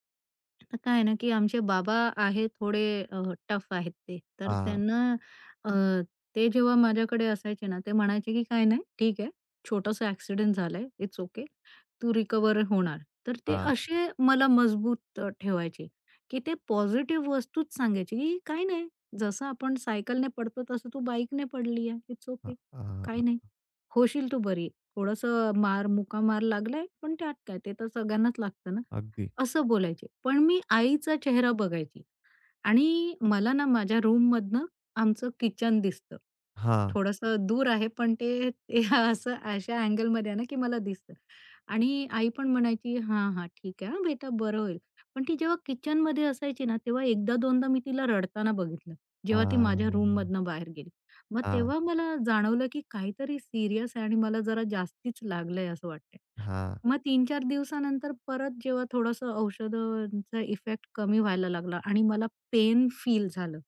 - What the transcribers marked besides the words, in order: other background noise; tapping; in English: "रूममधून"; laughing while speaking: "असं"; drawn out: "हां"; in English: "रूममधनं"
- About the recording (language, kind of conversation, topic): Marathi, podcast, जखम किंवा आजारानंतर स्वतःची काळजी तुम्ही कशी घेता?